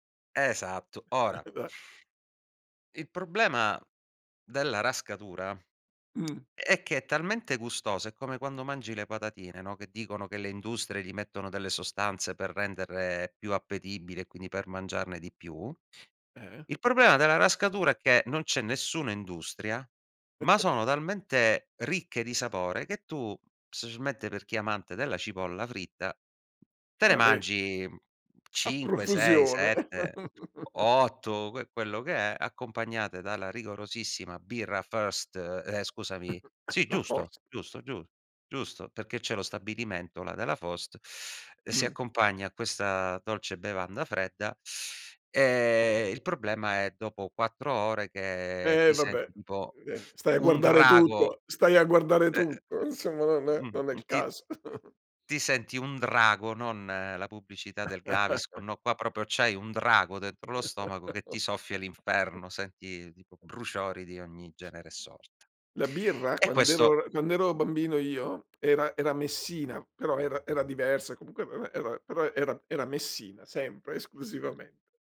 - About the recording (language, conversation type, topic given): Italian, podcast, Qual è un cibo di strada che hai scoperto in un quartiere e che ti è rimasto impresso?
- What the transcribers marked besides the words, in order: unintelligible speech; tongue click; chuckle; "specialmente" said as "scescialmente"; chuckle; cough; chuckle; laugh; laugh; other background noise